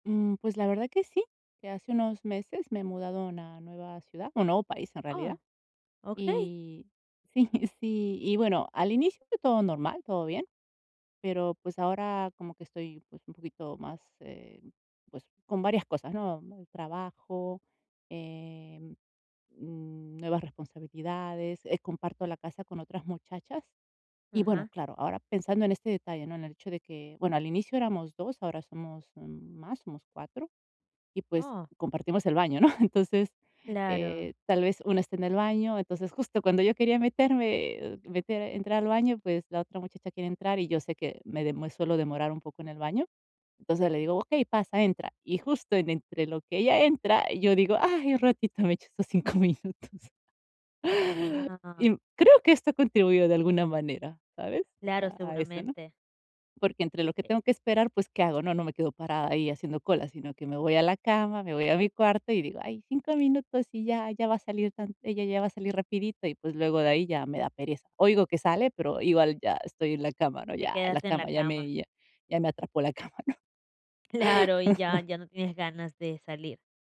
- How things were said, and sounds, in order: chuckle; chuckle; laughing while speaking: "cinco minutos"; laugh
- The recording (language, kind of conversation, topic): Spanish, advice, ¿Por qué he vuelto a mis viejos hábitos después de un periodo de progreso?
- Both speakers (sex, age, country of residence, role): female, 20-24, United States, advisor; female, 40-44, Italy, user